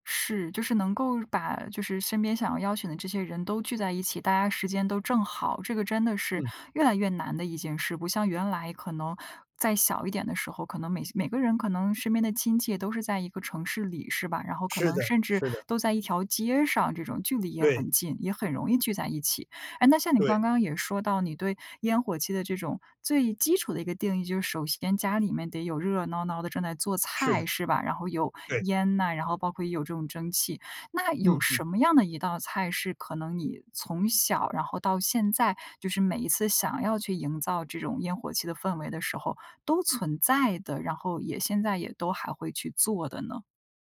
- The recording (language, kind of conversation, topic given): Chinese, podcast, 家里什么时候最有烟火气？
- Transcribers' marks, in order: none